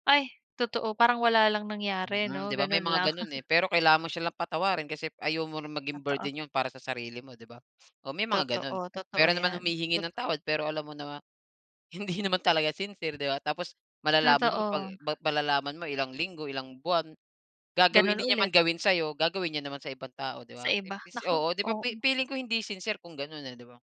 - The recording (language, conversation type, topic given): Filipino, unstructured, Ano ang palagay mo tungkol sa pagpapatawad sa taong nagkamali?
- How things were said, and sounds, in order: chuckle